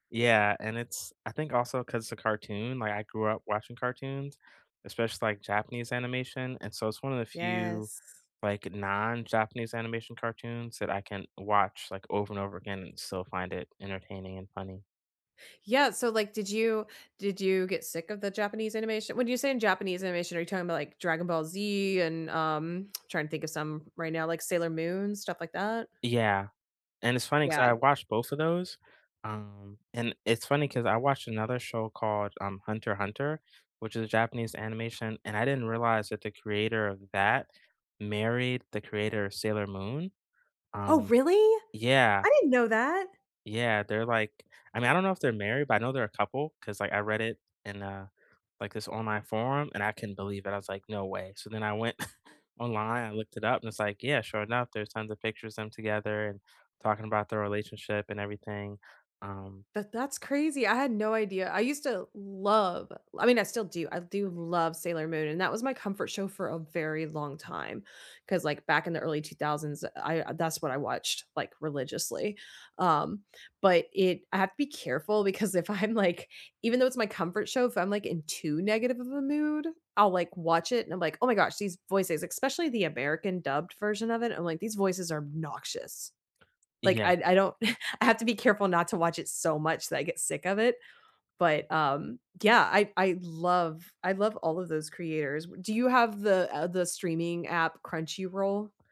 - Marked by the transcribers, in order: tsk; surprised: "Oh, really? I didn't know that!"; chuckle; laughing while speaking: "if I'm, like"; chuckle
- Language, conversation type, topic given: English, unstructured, Which TV shows or movies do you rewatch for comfort?
- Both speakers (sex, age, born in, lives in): female, 40-44, United States, United States; male, 40-44, United States, United States